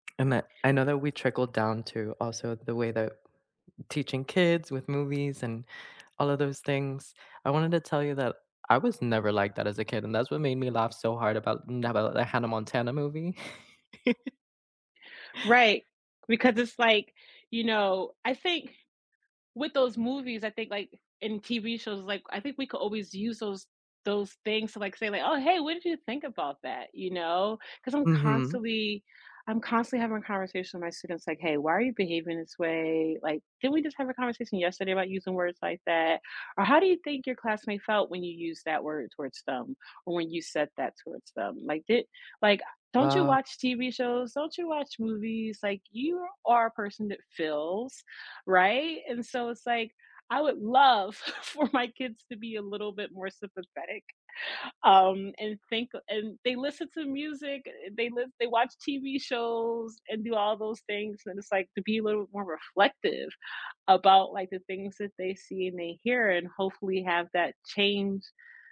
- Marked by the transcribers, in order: chuckle; stressed: "love"; laughing while speaking: "for"
- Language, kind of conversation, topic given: English, unstructured, What is the most unexpected thing you have learned from a movie or a song?
- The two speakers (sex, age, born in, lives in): female, 25-29, United States, United States; female, 35-39, United States, United States